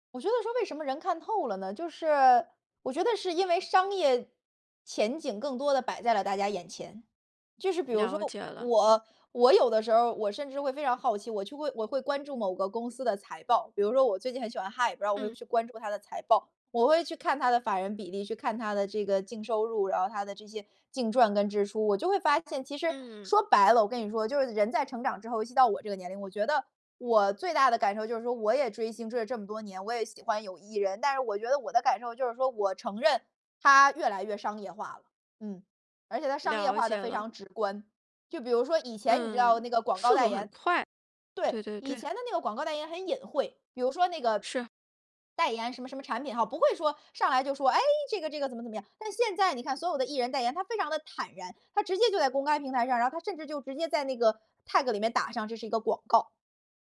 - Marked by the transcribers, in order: other background noise; in English: "High"; unintelligible speech; in English: "tag"
- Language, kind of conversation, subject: Chinese, podcast, 你觉得明星代言对消费有多大作用？